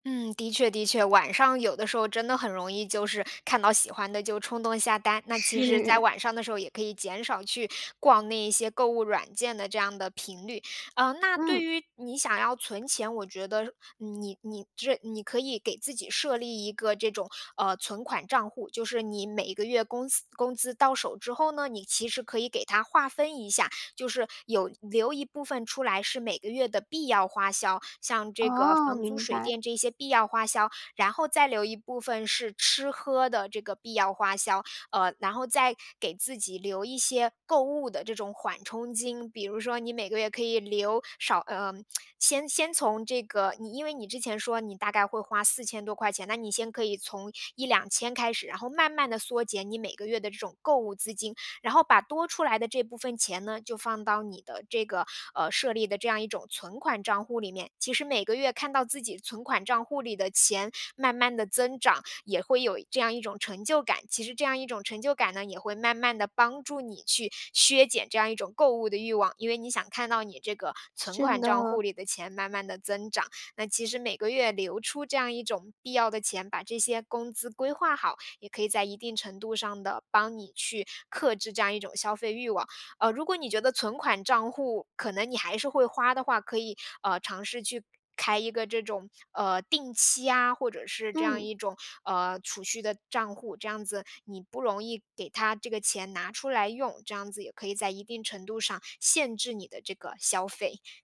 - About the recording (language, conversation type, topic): Chinese, advice, 你在冲动购物后为什么会反复感到内疚和后悔？
- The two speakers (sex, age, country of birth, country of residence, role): female, 20-24, China, Germany, user; female, 30-34, China, Germany, advisor
- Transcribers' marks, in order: laughing while speaking: "是"; lip smack; tapping